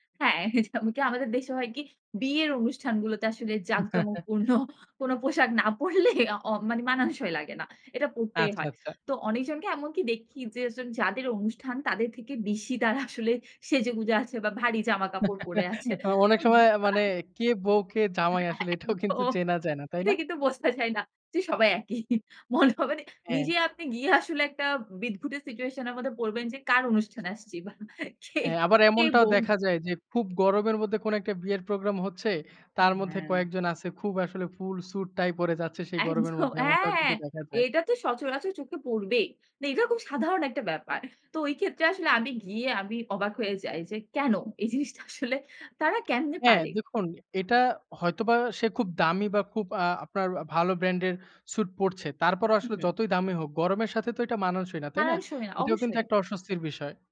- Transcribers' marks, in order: laughing while speaking: "যেমন"; chuckle; laughing while speaking: "জাকজমকপূর্ণ কোন পোশাক না পরলে"; laughing while speaking: "তারা"; chuckle; laughing while speaking: "কে বউ, কে জামাই আসলে"; chuckle; laughing while speaking: "একদম। এটা কিন্তু বোঝা যায় না যে সবাই একই"; in English: "situation"; laughing while speaking: "বা কে কে বৌ?"; in English: "full suit, tie"; laughing while speaking: "একদম"; laughing while speaking: "এই জিনিসটা আসলে"; in English: "brand"; in English: "suit"
- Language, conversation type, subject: Bengali, podcast, আপনার কাছে আরাম ও স্টাইলের মধ্যে কোনটি বেশি জরুরি?